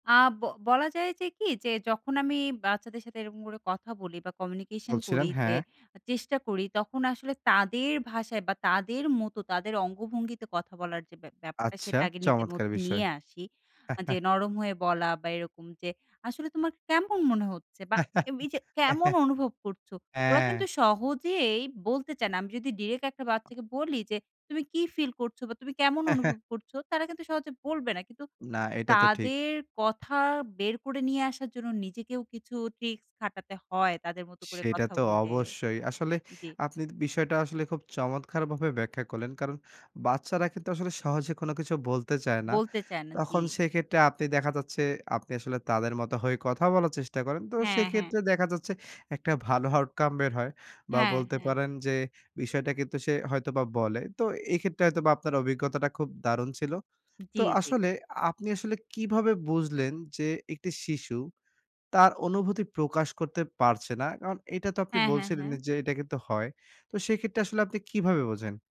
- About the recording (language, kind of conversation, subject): Bengali, podcast, বাচ্চাদের আবেগ বুঝতে আপনি কীভাবে তাদের সঙ্গে কথা বলেন?
- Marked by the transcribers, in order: in English: "communication"; lip smack; lip smack; chuckle; put-on voice: "আসলে তোমার কেমন মনে হচ্ছে?"; chuckle; put-on voice: "কেমন অনুভব করছো?"; chuckle; in English: "tricks"; tapping; in English: "outcome"